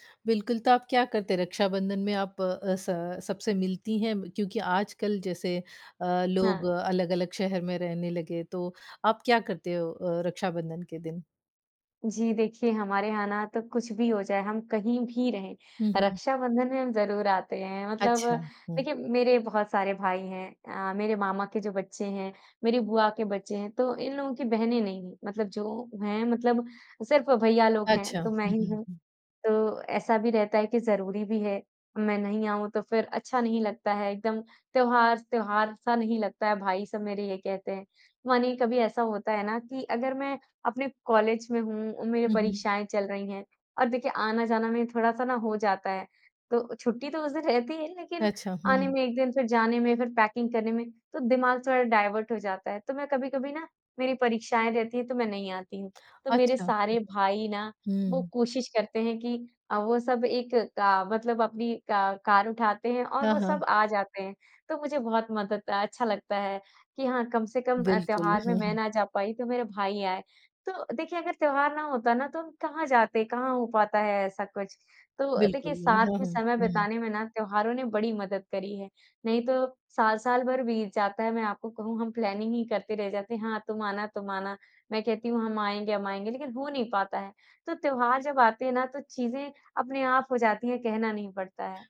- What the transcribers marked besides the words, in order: tapping; other background noise; in English: "डायवर्ट"; in English: "प्लानिंग"
- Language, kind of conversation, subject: Hindi, podcast, त्योहारों ने लोगों को करीब लाने में कैसे मदद की है?